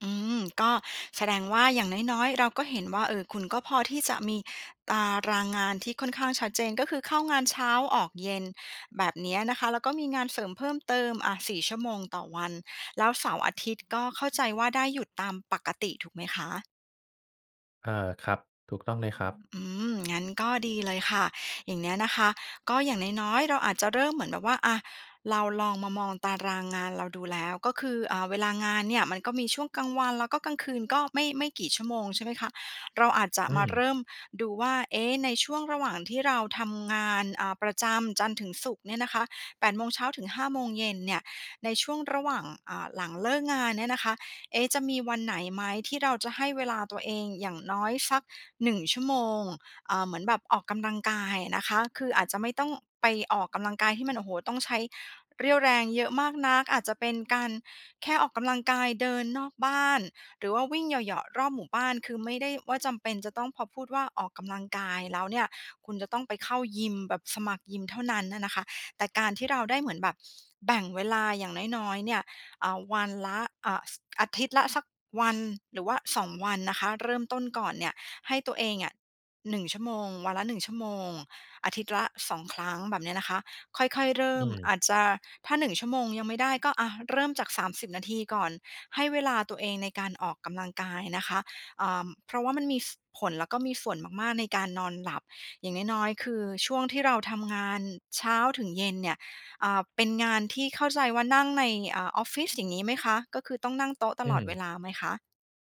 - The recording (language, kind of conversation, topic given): Thai, advice, คุณรู้สึกอย่างไรกับการรักษาความสม่ำเสมอของกิจวัตรสุขภาพในช่วงที่งานยุ่ง?
- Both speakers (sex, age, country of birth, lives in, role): female, 40-44, Thailand, Greece, advisor; male, 25-29, Thailand, Thailand, user
- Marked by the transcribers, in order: none